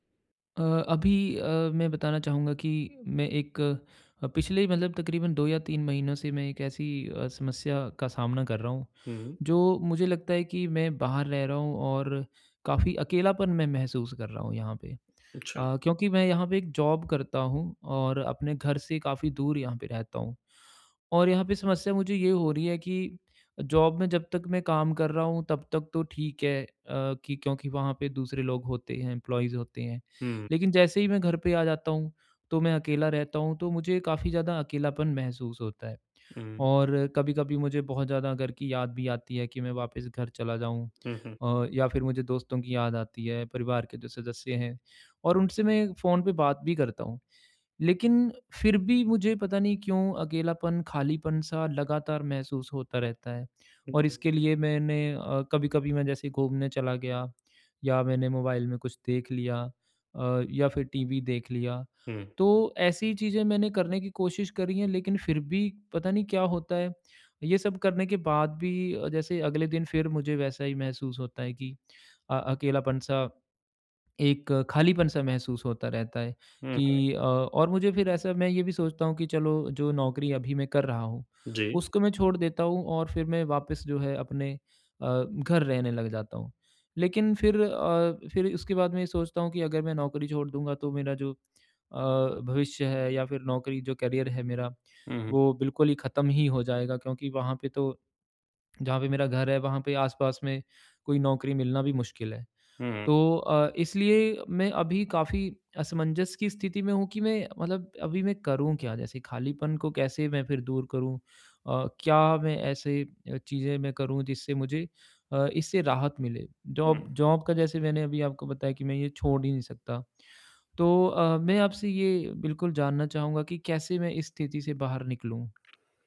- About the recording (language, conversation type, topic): Hindi, advice, मैं भावनात्मक रिक्तता और अकेलपन से कैसे निपटूँ?
- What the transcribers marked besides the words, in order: in English: "जॉब"; in English: "जॉब"; in English: "एम्प्लॉईज़"; tapping; in English: "करियर"; in English: "जॉब जॉब"